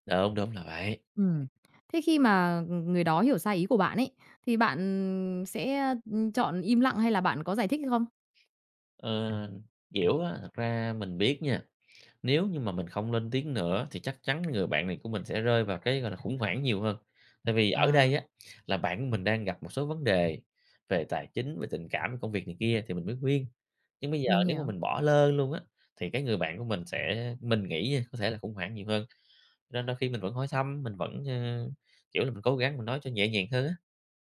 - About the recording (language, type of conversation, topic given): Vietnamese, podcast, Bạn nên làm gì khi người khác hiểu sai ý tốt của bạn?
- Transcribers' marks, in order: tapping